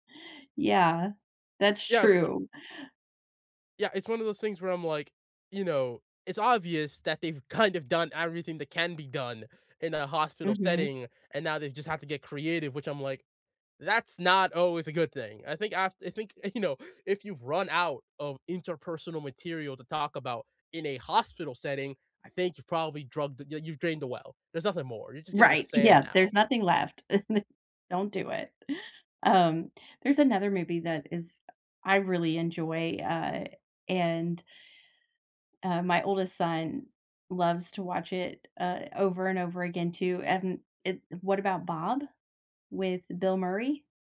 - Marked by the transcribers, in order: laughing while speaking: "know"; laughing while speaking: "Yeah"; chuckle
- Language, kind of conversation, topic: English, unstructured, What movie can you watch over and over again?